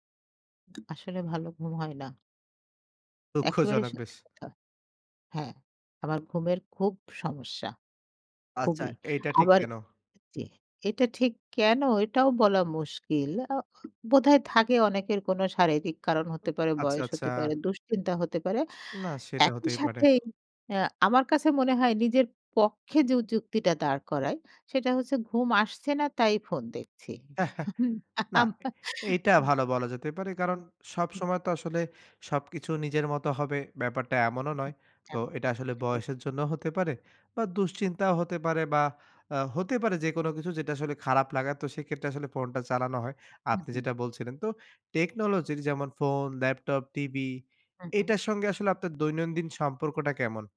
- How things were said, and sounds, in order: tapping; chuckle; laughing while speaking: "হুম, আম উ"; other background noise; unintelligible speech
- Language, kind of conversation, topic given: Bengali, podcast, প্রযুক্তি আপনার ঘুমের ওপর কীভাবে প্রভাব ফেলে বলে আপনার মনে হয়?